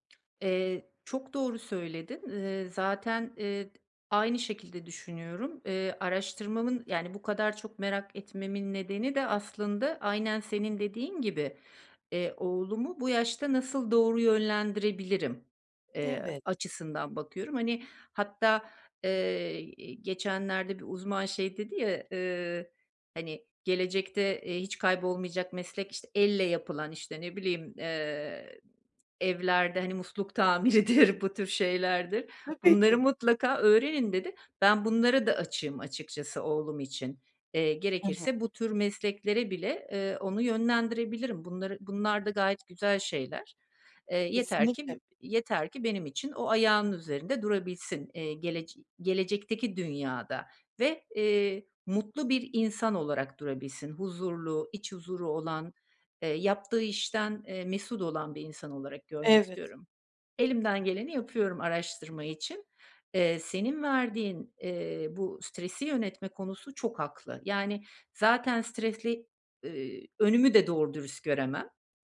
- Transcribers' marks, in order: other background noise; tapping; laughing while speaking: "tamiridir"
- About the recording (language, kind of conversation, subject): Turkish, advice, Belirsizlik ve hızlı teknolojik ya da sosyal değişimler karşısında nasıl daha güçlü ve uyumlu kalabilirim?